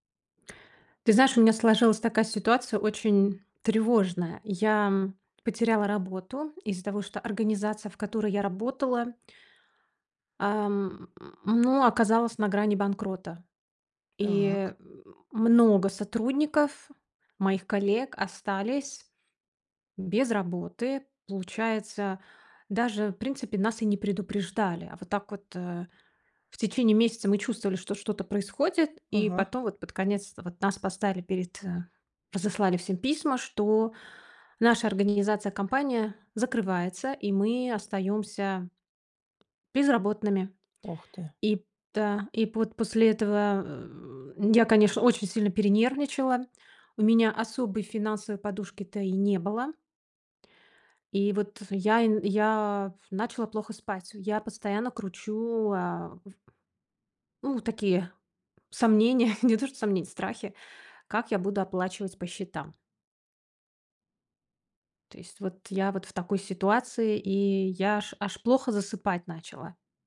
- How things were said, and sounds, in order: tapping; other background noise; laughing while speaking: "не то что сомнения"
- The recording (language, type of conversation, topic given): Russian, advice, Как справиться с неожиданной потерей работы и тревогой из-за финансов?